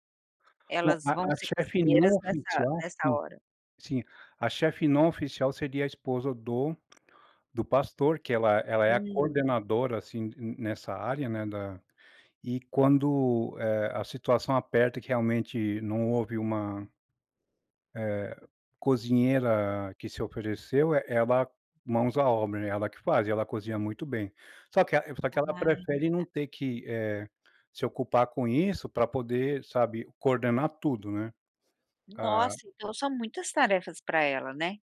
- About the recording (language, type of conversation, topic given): Portuguese, podcast, Como dividir as tarefas na cozinha quando a galera se reúne?
- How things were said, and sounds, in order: tapping